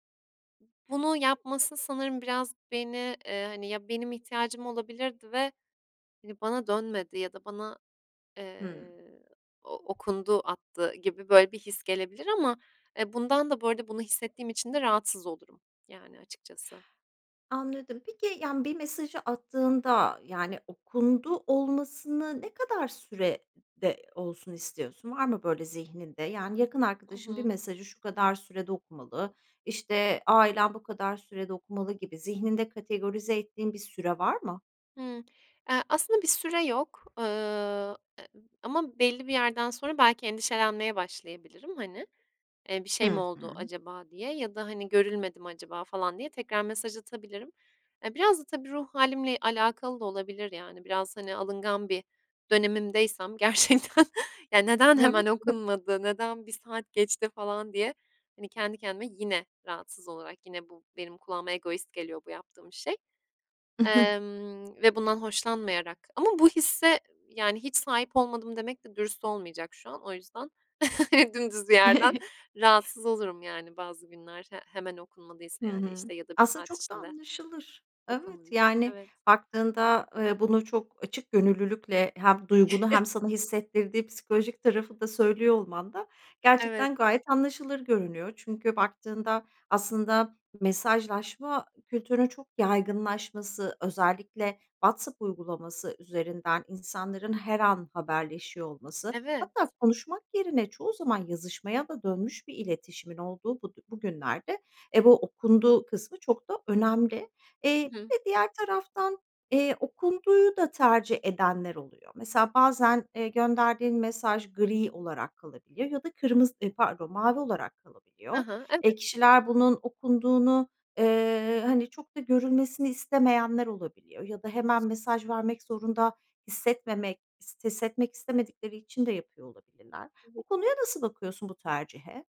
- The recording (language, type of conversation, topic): Turkish, podcast, Okundu bildirimi seni rahatsız eder mi?
- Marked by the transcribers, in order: other background noise; tapping; laughing while speaking: "gerçekten"; unintelligible speech; chuckle; chuckle